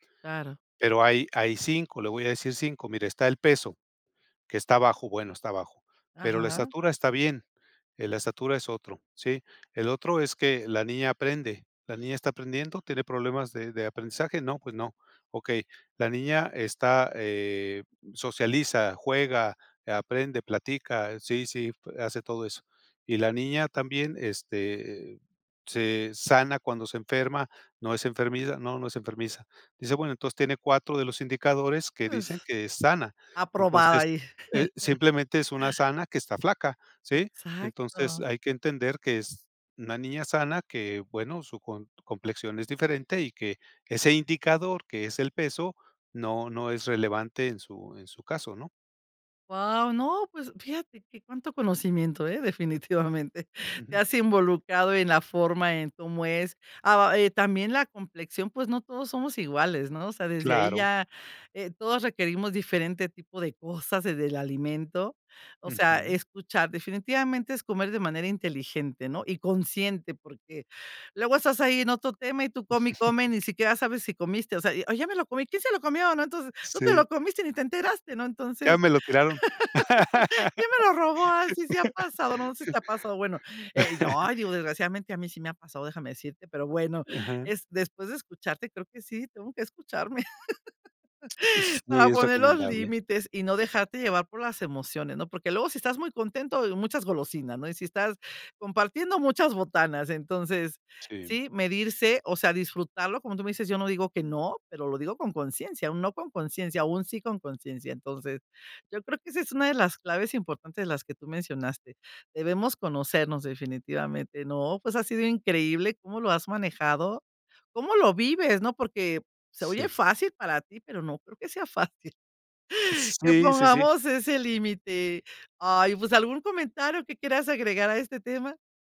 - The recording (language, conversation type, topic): Spanish, podcast, ¿Cómo identificas el hambre real frente a los antojos emocionales?
- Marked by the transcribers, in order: chuckle; laughing while speaking: "definitivamente"; chuckle; chuckle; laugh; laugh; laugh; chuckle